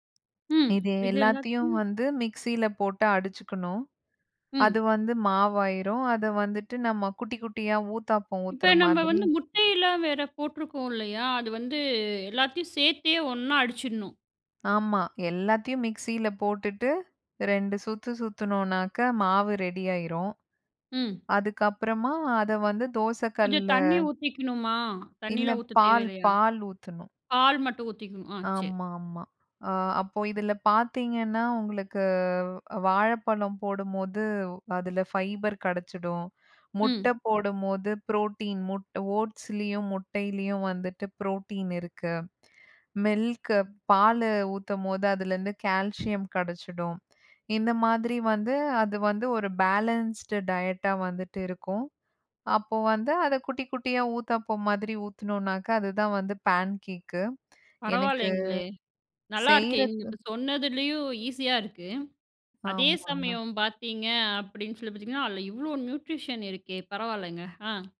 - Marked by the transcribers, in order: in English: "ஃபைபர்"; in English: "புரோட்டீன்"; in English: "புரோட்டீன்"; in English: "கால்சியம்"; in English: "பேலன்ஸ்டு டயட்"; in English: "நியூட்ரிஷன்"
- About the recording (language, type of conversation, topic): Tamil, podcast, வீட்டில் சுலபமான சமையல் செய்யும் போது உங்களுக்கு எவ்வளவு மகிழ்ச்சி இருக்கும்?